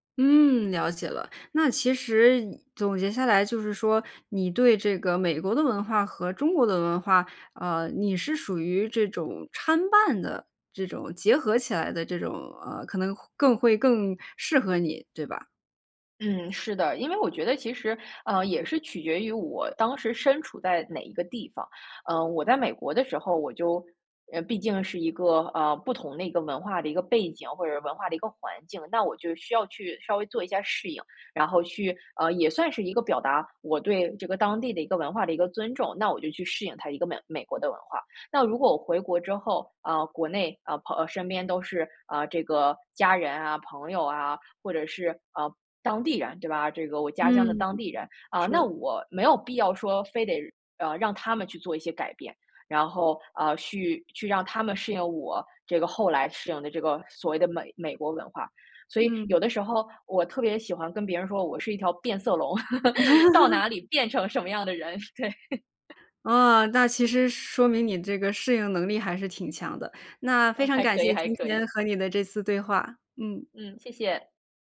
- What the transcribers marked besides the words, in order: "参半" said as "掺半"; laugh; laughing while speaking: "到哪里变成什么样的人，对"; chuckle
- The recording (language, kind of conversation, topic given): Chinese, podcast, 回国后再适应家乡文化对你来说难吗？